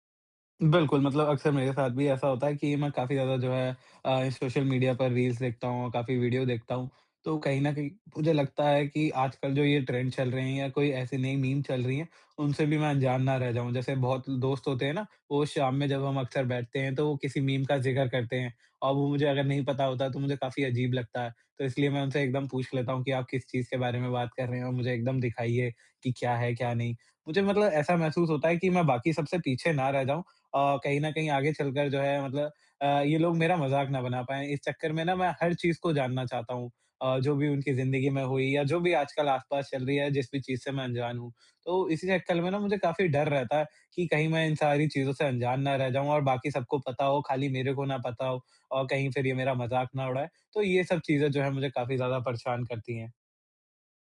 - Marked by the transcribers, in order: in English: "रील्स"; in English: "ट्रेंड"
- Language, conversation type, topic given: Hindi, advice, मैं ‘छूट जाने के डर’ (FOMO) के दबाव में रहते हुए अपनी सीमाएँ तय करना कैसे सीखूँ?